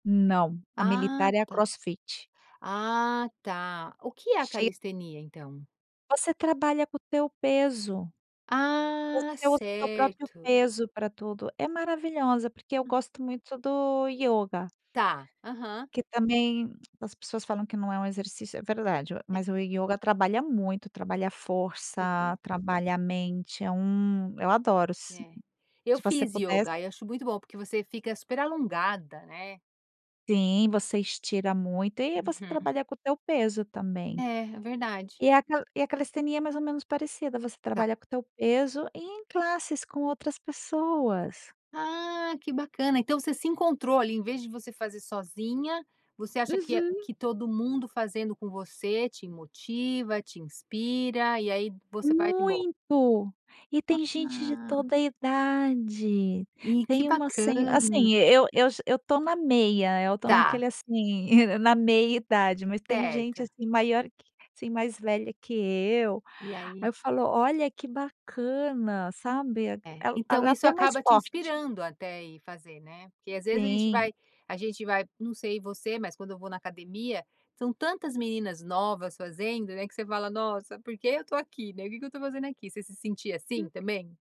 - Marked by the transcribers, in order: none
- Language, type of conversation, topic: Portuguese, podcast, Como você encontra motivação para se exercitar sempre?